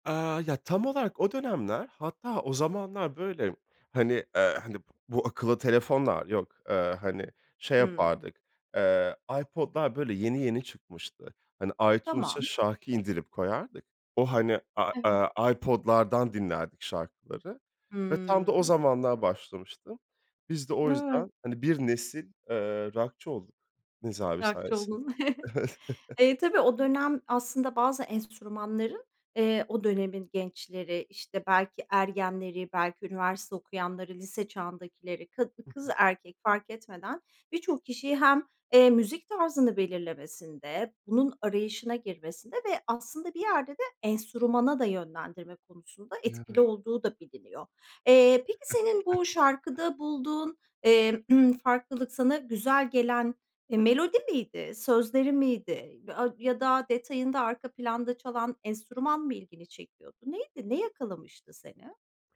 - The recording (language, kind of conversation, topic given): Turkish, podcast, Hangi şarkı seni bir yaz akşamına bağlar?
- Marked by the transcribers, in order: drawn out: "Hıı"; chuckle; laughing while speaking: "Evet"; chuckle; other background noise; unintelligible speech; tapping; chuckle; unintelligible speech